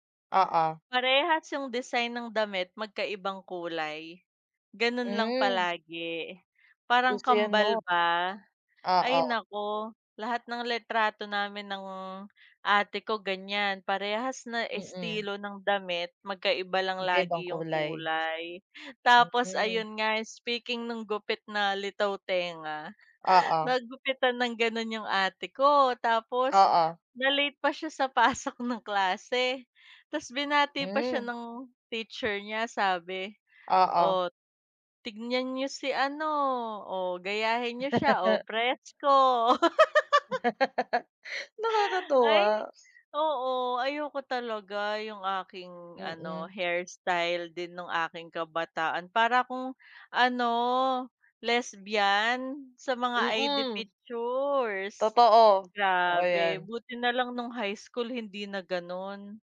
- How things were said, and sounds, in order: chuckle; laughing while speaking: "pasok"; chuckle; wind; laugh; tapping
- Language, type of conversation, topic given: Filipino, unstructured, Anong alaala ang madalas mong balikan kapag nag-iisa ka?